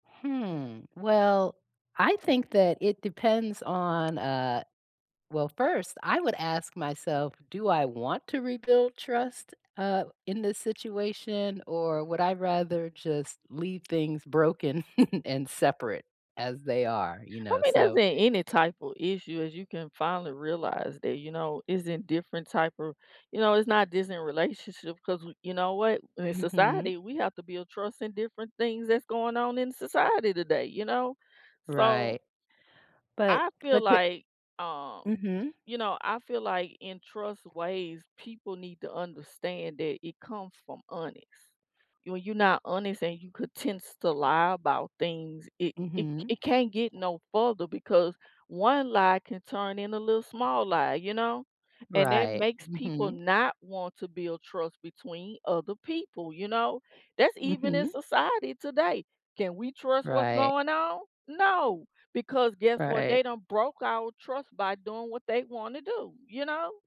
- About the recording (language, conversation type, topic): English, unstructured, How do you rebuild trust after it’s broken?
- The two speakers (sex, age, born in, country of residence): female, 40-44, United States, United States; female, 55-59, United States, United States
- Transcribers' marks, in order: chuckle